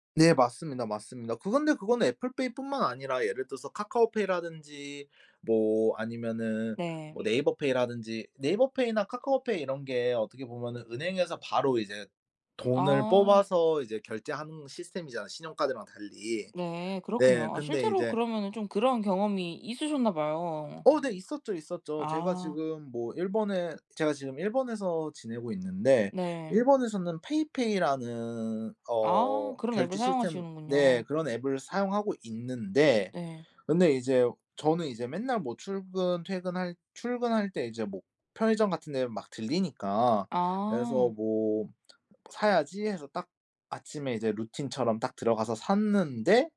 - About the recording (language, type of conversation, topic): Korean, podcast, 온라인 결제할 때 가장 걱정되는 건 무엇인가요?
- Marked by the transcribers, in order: none